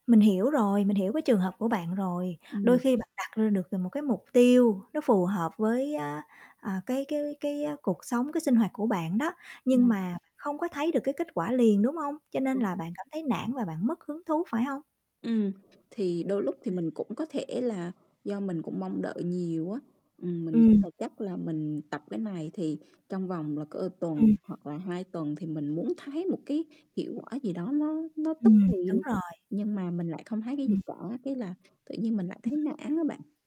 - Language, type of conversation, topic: Vietnamese, advice, Làm thế nào để bạn duy trì thói quen tập thể dục đều đặn?
- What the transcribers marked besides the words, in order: tapping; distorted speech; other background noise